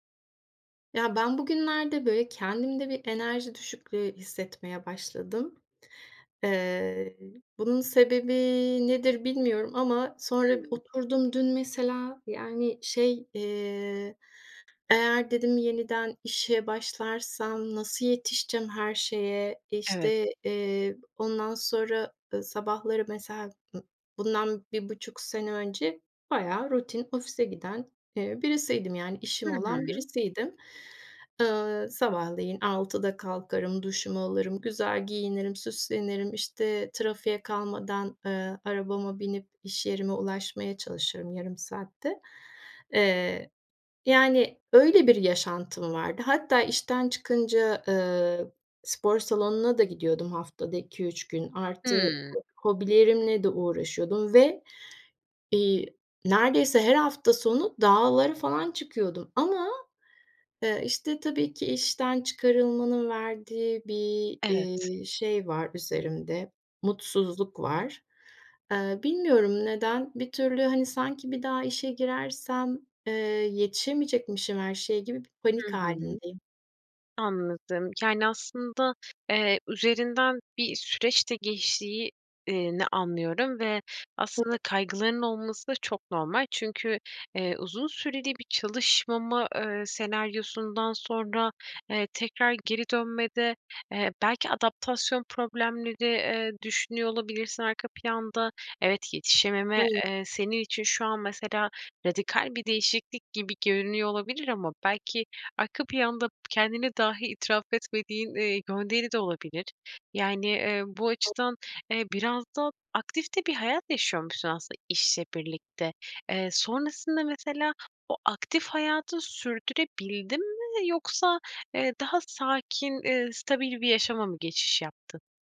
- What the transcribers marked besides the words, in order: tapping; other background noise; unintelligible speech
- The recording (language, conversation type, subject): Turkish, advice, Uzun süreli tükenmişlikten sonra işe dönme kaygınızı nasıl yaşıyorsunuz?
- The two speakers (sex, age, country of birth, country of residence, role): female, 25-29, Turkey, Poland, advisor; female, 50-54, Turkey, Spain, user